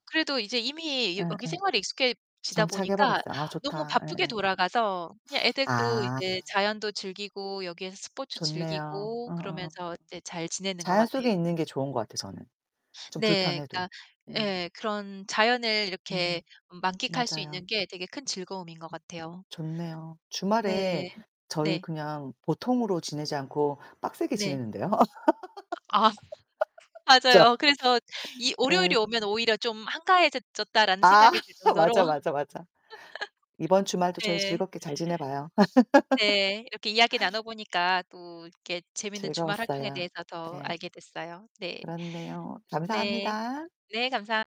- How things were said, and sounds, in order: distorted speech; other background noise; laugh; laughing while speaking: "그쵸"; laugh; laugh; laugh
- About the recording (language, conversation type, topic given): Korean, unstructured, 주말에는 보통 어떻게 보내세요?